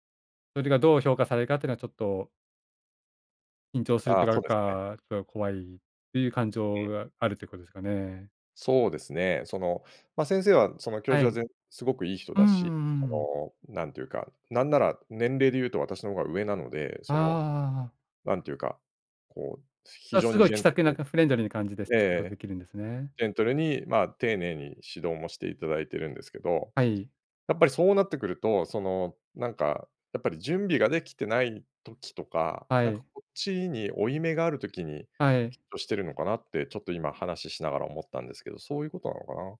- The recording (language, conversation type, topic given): Japanese, advice, 会議や発表で自信を持って自分の意見を表現できないことを改善するにはどうすればよいですか？
- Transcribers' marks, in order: in English: "ジェントル"; in English: "フレンドリー"; in English: "ジェントル"